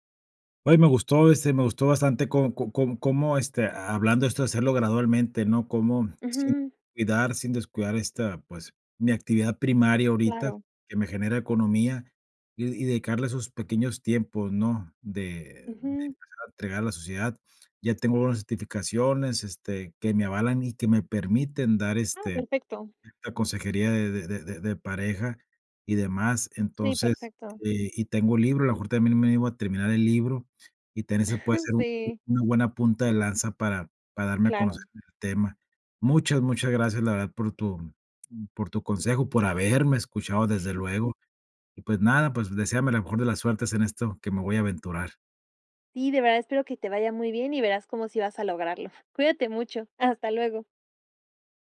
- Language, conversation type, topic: Spanish, advice, ¿Cómo puedo decidir si debo cambiar de carrera o de rol profesional?
- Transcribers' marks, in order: other background noise; chuckle; tapping; chuckle